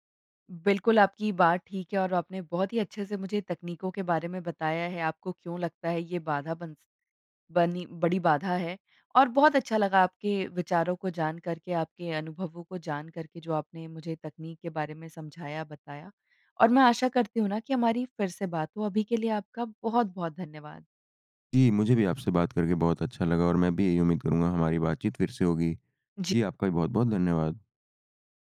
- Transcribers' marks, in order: none
- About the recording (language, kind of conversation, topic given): Hindi, podcast, नयी तकनीक अपनाने में आपके अनुसार सबसे बड़ी बाधा क्या है?